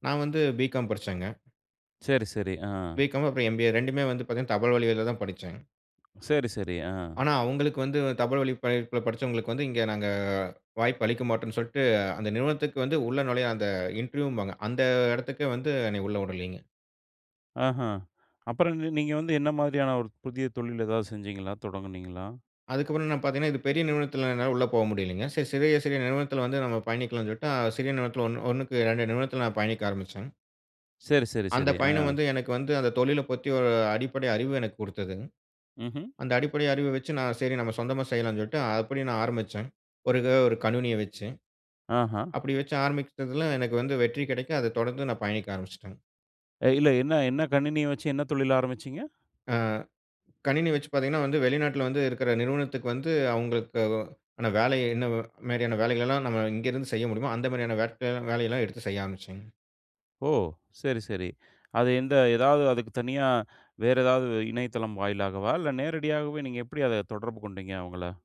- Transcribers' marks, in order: in English: "இன்டர்வியூம்பாங்க"; "மாரியான" said as "மேரியான"
- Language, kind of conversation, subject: Tamil, podcast, மற்றவர்களுடன் உங்களை ஒப்பிடும் பழக்கத்தை நீங்கள் எப்படி குறைத்தீர்கள், அதற்கான ஒரு அனுபவத்தைப் பகிர முடியுமா?